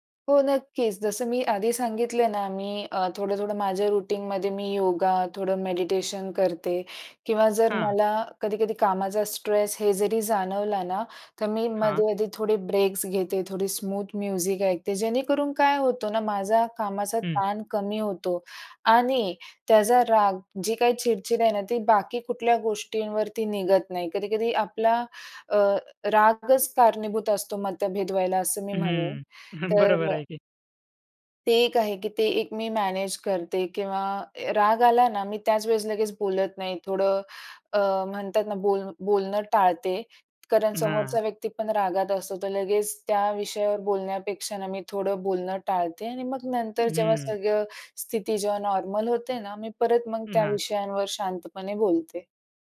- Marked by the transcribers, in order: in English: "रूटीनमध्ये"; in English: "मेडिटेशन"; in English: "स्ट्रेस"; in English: "स्मूथ म्युझिक"; chuckle; laughing while speaking: "बरोबर आहे की"; in English: "नॉर्मल"
- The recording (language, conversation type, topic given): Marathi, podcast, एकत्र काम करताना मतभेद आल्यास तुम्ही काय करता?